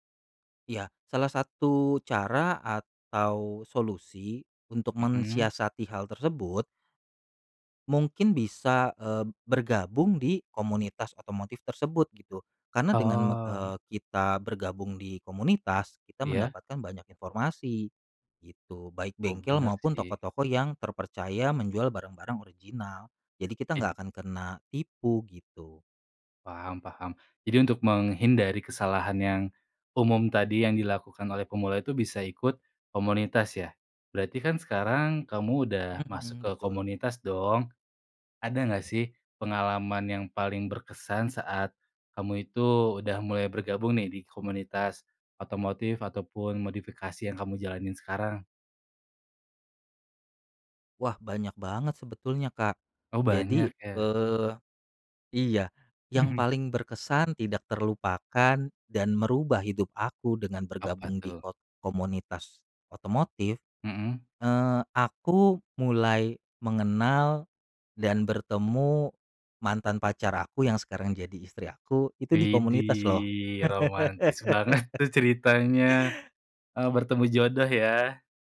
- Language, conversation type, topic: Indonesian, podcast, Tips untuk pemula yang ingin mencoba hobi ini
- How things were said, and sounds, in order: laughing while speaking: "banget"; laugh